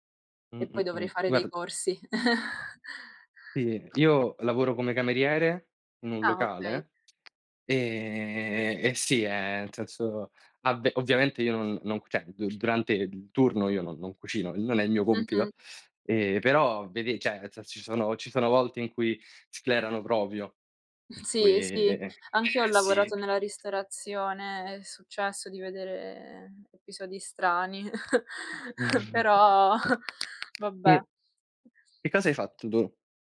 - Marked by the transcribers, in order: chuckle; other background noise; drawn out: "ehm"; tapping; "cioè" said as "ceh"; "cioè" said as "ceh"; "proprio" said as "propio"; chuckle
- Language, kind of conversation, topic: Italian, unstructured, Qual è il piatto che ti fa sentire a casa?
- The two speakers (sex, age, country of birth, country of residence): female, 20-24, Italy, Italy; male, 20-24, Italy, Italy